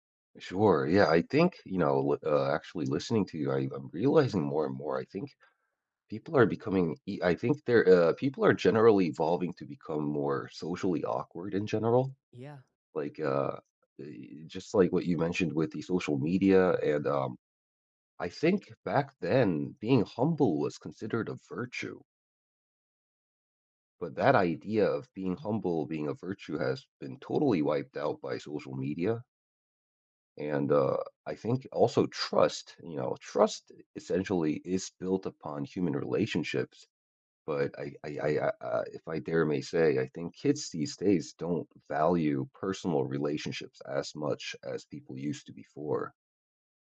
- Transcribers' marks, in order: other background noise; tapping; unintelligible speech
- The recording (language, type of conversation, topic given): English, unstructured, Do you think people today trust each other less than they used to?